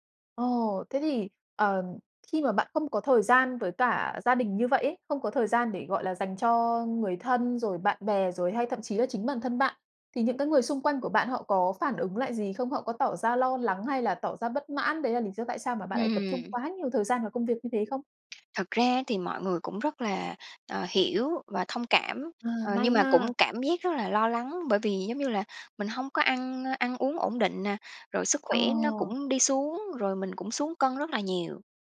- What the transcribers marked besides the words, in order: tapping
- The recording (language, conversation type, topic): Vietnamese, podcast, Bạn nhận ra mình sắp kiệt sức vì công việc sớm nhất bằng cách nào?